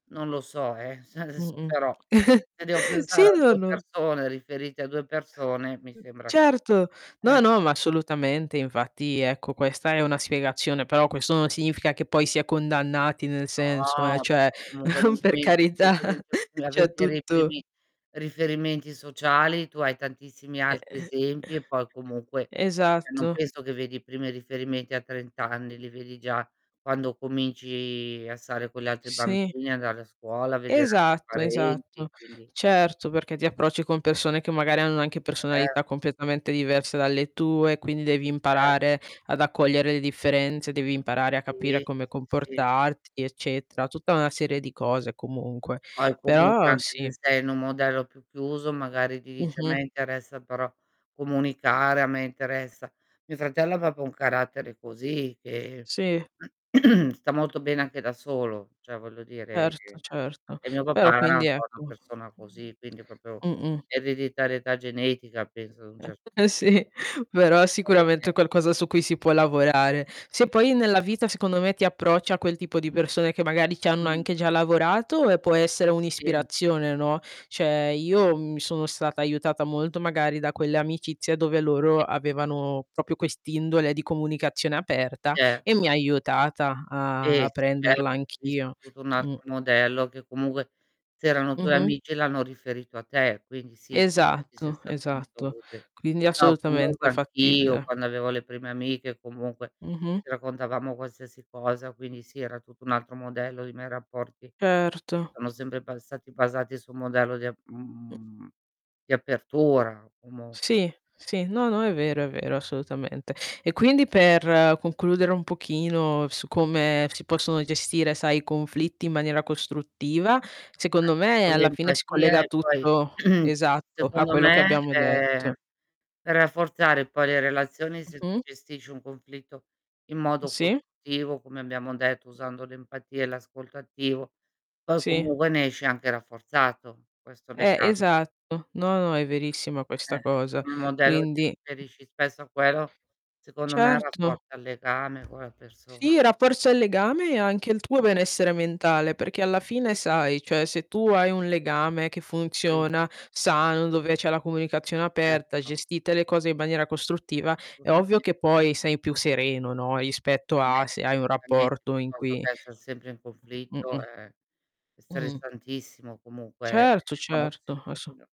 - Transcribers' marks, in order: laughing while speaking: "Se"; chuckle; other background noise; other noise; distorted speech; chuckle; laughing while speaking: "carità"; "cioè" said as "ceh"; throat clearing; tapping; static; "proprio" said as "popio"; throat clearing; "Cioè" said as "ceh"; "proprio" said as "propio"; chuckle; laughing while speaking: "sì"; "cioè" said as "ceh"; "proprio" said as "propio"; throat clearing; unintelligible speech; "quello" said as "quelo"; unintelligible speech; unintelligible speech
- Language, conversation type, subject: Italian, unstructured, In che modo possiamo migliorare la comunicazione con amici e familiari?